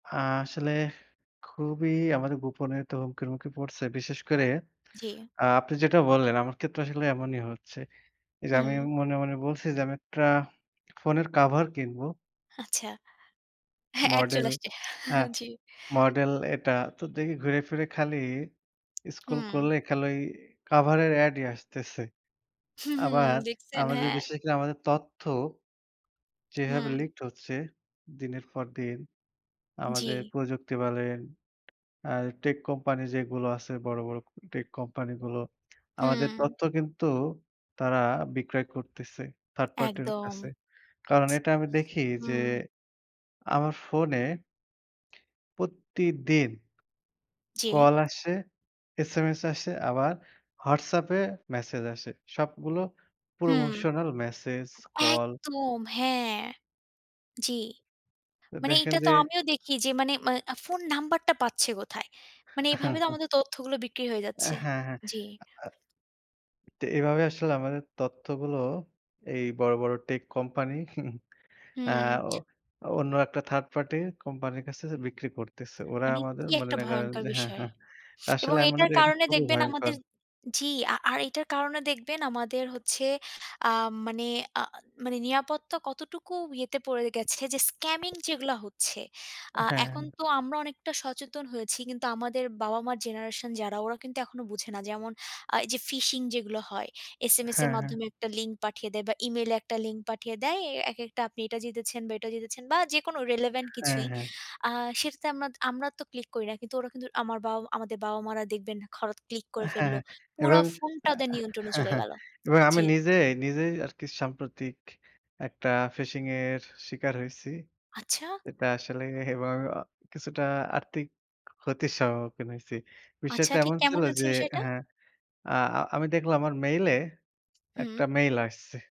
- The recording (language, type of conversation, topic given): Bengali, unstructured, আপনার কি মনে হয় প্রযুক্তি আমাদের ব্যক্তিগত গোপনীয়তাকে হুমকির মুখে ফেলছে?
- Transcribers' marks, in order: "ক্ষেত্রে" said as "কেত্রে"; tapping; chuckle; horn; alarm; tsk; "প্রতিদিন" said as "পতিদিন"; chuckle; chuckle; in English: "relevant"; "হঠাৎ" said as "খরত"; chuckle